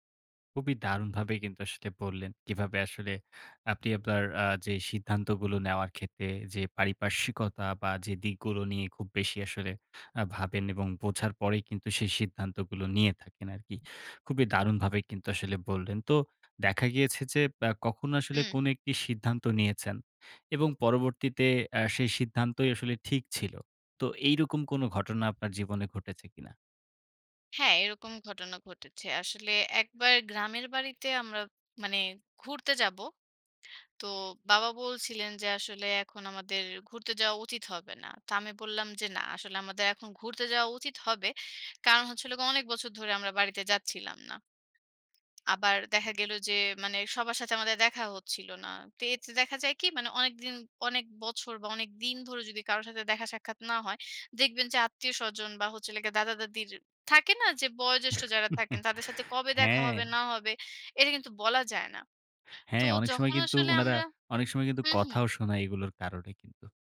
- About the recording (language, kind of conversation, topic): Bengali, podcast, জীবনে আপনি সবচেয়ে সাহসী সিদ্ধান্তটি কী নিয়েছিলেন?
- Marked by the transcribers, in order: tapping; other background noise; chuckle